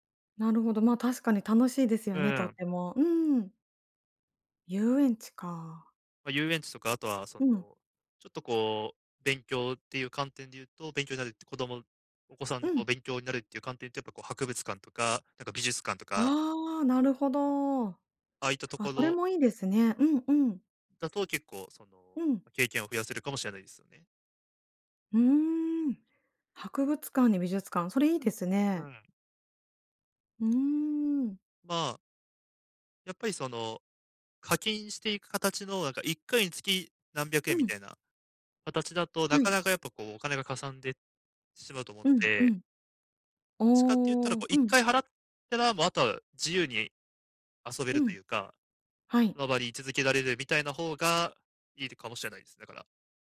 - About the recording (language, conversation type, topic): Japanese, advice, 簡素な生活で経験を増やすにはどうすればよいですか？
- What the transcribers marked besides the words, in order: other background noise